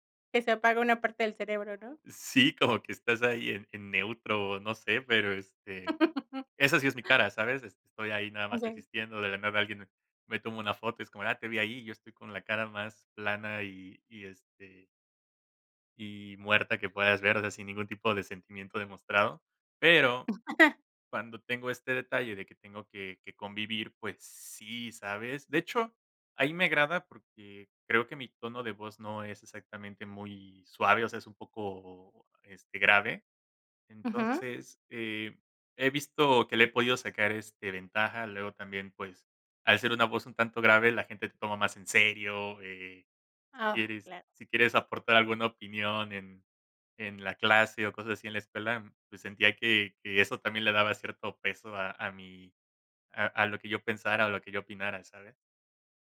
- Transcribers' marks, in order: laughing while speaking: "Sí, como"; laugh; laugh
- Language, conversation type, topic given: Spanish, podcast, ¿Te ha pasado que te malinterpretan por tu tono de voz?